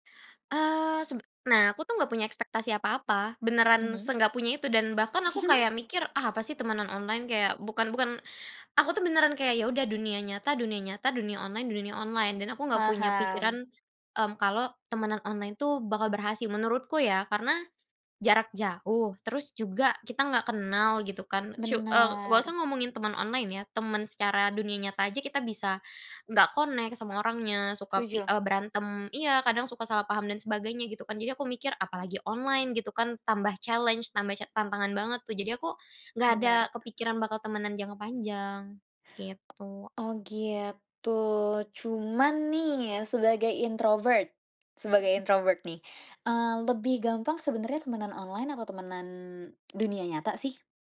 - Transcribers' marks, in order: laugh; in English: "connect"; in English: "challenge"; other background noise; in English: "introvert"; in English: "introvert"
- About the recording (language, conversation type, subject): Indonesian, podcast, Menurut kamu, apa perbedaan antara teman daring dan teman di dunia nyata?